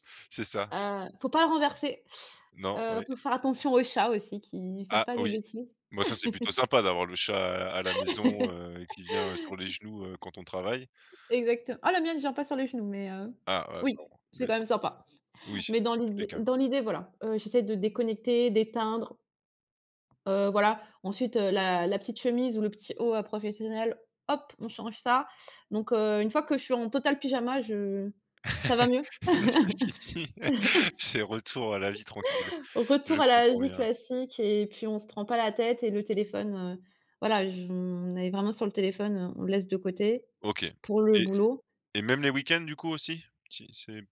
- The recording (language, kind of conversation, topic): French, podcast, Comment fais-tu, au quotidien, pour bien séparer le travail et la vie personnelle quand tu travailles à la maison ?
- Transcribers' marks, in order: laugh; other noise; tapping; laugh; laughing while speaking: "Là, c'est fini"; laugh